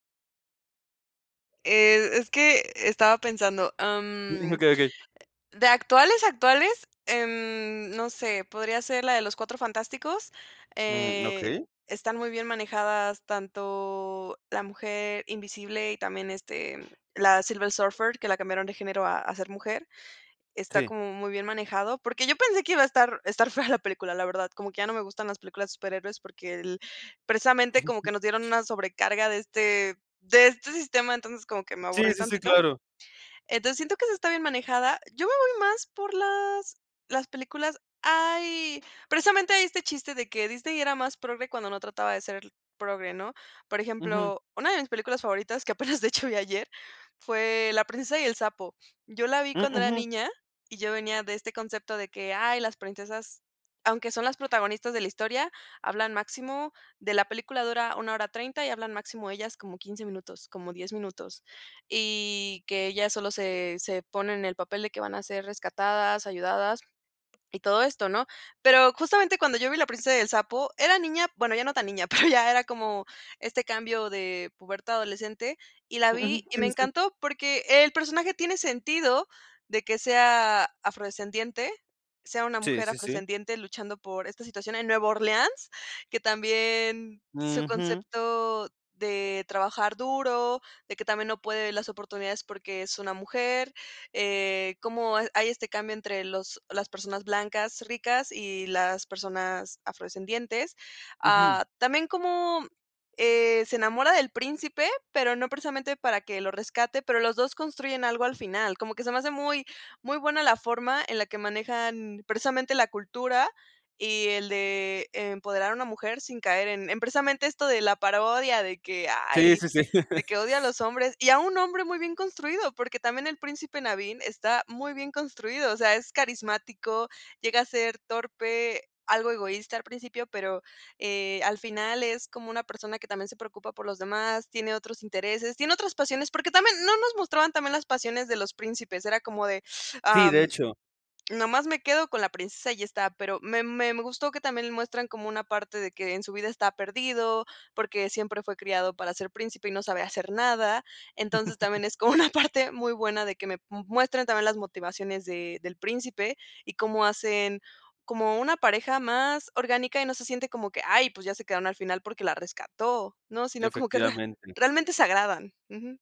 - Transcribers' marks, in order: chuckle; other background noise; laughing while speaking: "fea"; chuckle; laughing while speaking: "apenas de hecho"; laughing while speaking: "pero"; chuckle; laughing while speaking: "como una parte"; laugh
- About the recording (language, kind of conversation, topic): Spanish, podcast, ¿Qué opinas de la representación de género en las películas?